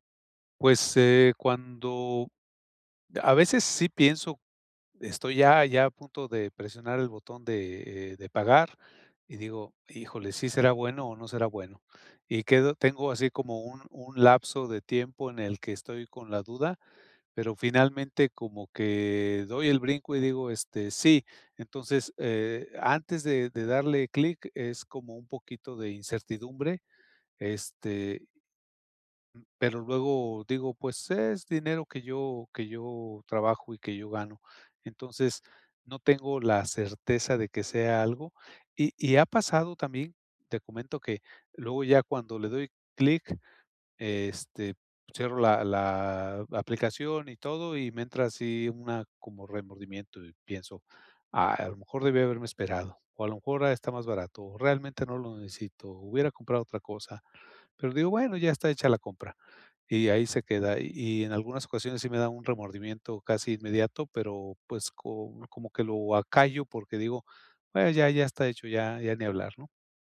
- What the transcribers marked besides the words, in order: none
- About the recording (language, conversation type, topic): Spanish, advice, ¿Cómo puedo evitar las compras impulsivas y el gasto en cosas innecesarias?